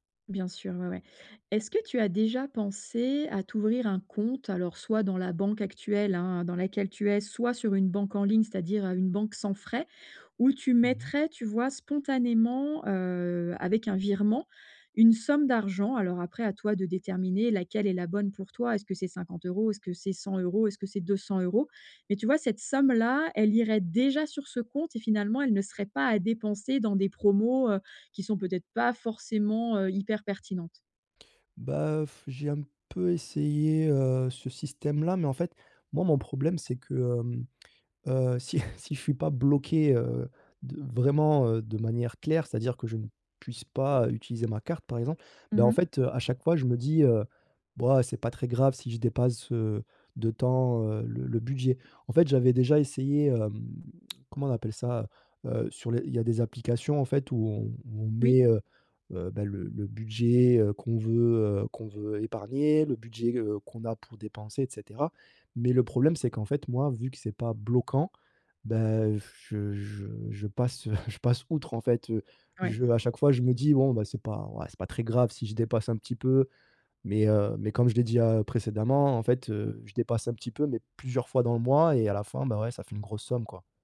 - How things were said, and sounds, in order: chuckle; other background noise; chuckle
- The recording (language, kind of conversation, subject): French, advice, Comment puis-je équilibrer mon épargne et mes dépenses chaque mois ?